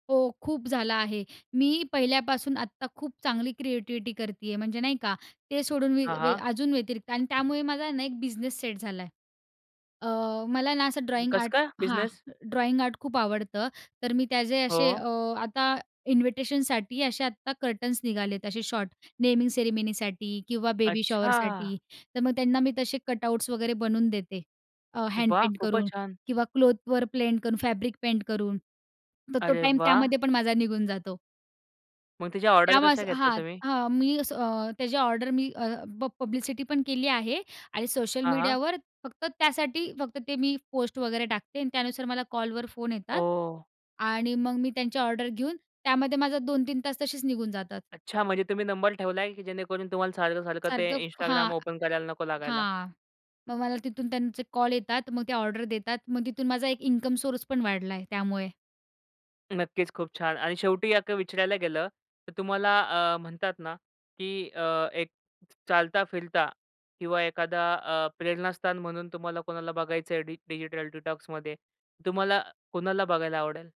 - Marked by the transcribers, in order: in English: "कर्टन्स"; in English: "बेबी शॉवरसाठी"; in English: "क्लोथवर"; in English: "फॅब्रिक"; in English: "पब्लिसिटीपण"; other background noise; in English: "डिटॉक्समध्ये?"
- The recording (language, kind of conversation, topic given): Marathi, podcast, तुम्ही इलेक्ट्रॉनिक साधनांपासून विराम कधी आणि कसा घेता?